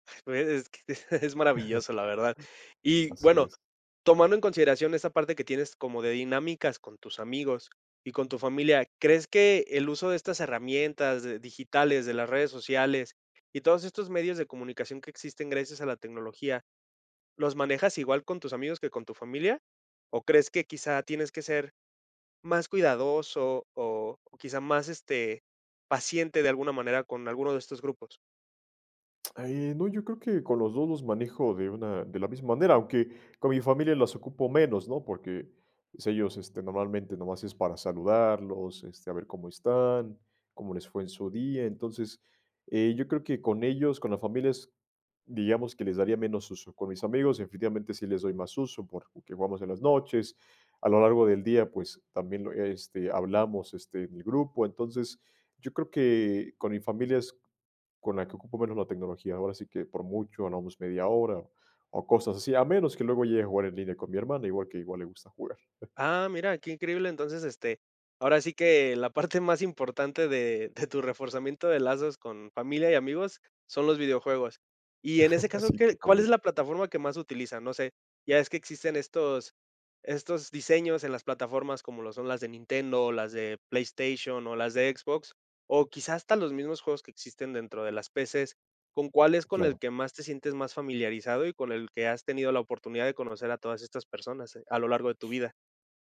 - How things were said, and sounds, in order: laughing while speaking: "es que es"; chuckle; other background noise; chuckle; chuckle; laugh; tapping; "PC" said as "PCs"; other noise
- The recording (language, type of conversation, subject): Spanish, podcast, ¿Cómo influye la tecnología en sentirte acompañado o aislado?